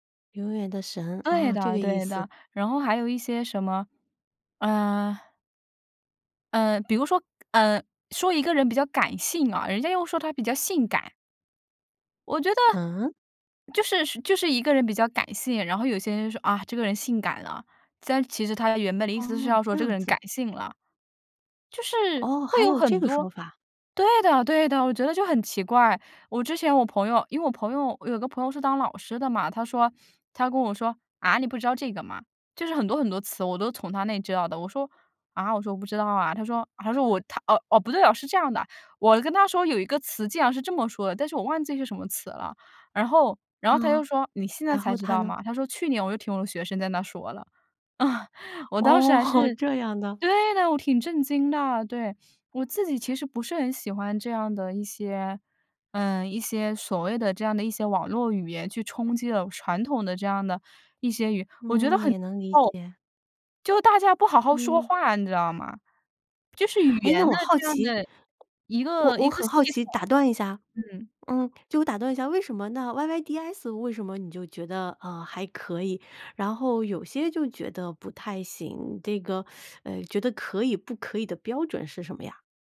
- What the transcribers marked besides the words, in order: other background noise; chuckle; laughing while speaking: "哦"; laughing while speaking: "嗯"; unintelligible speech; teeth sucking
- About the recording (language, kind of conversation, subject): Chinese, podcast, 你觉得网络语言对传统语言有什么影响？